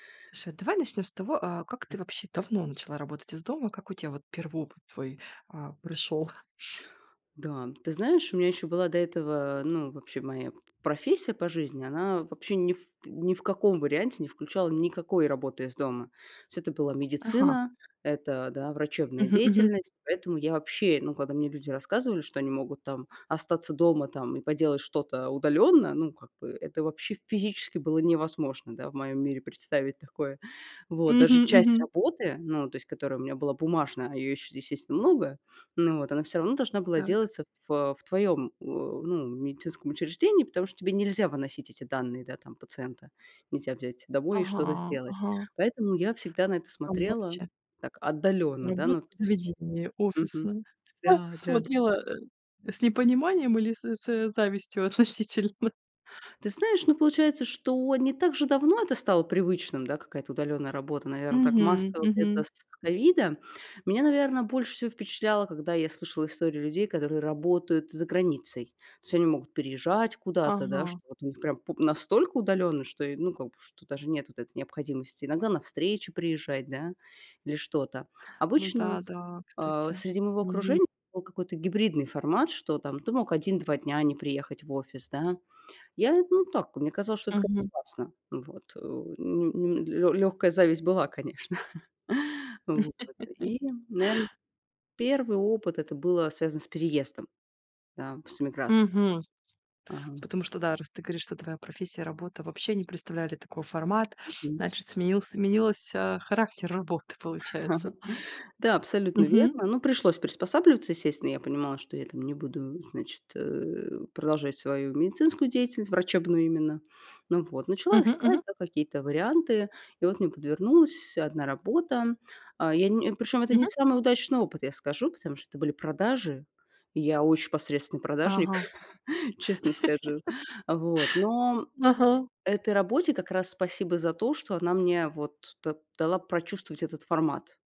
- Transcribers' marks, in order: other background noise; sniff; tapping; laughing while speaking: "относительно?"; laugh; chuckle; chuckle; laugh; chuckle
- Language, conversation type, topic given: Russian, podcast, Как работа из дома изменила твой распорядок дня?